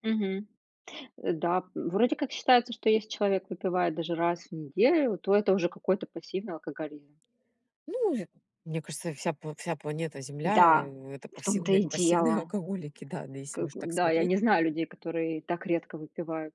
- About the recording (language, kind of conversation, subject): Russian, unstructured, Как ты относишься к компромиссам при принятии семейных решений?
- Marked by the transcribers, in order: tapping